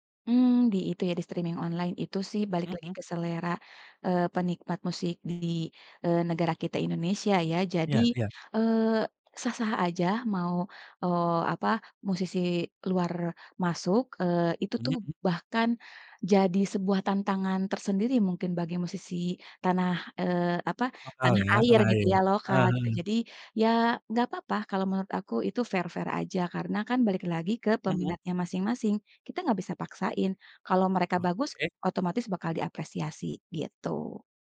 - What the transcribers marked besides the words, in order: in English: "streaming"; in English: "fair-fair"
- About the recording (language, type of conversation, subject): Indonesian, podcast, Bagaimana layanan streaming memengaruhi cara kamu menemukan musik baru?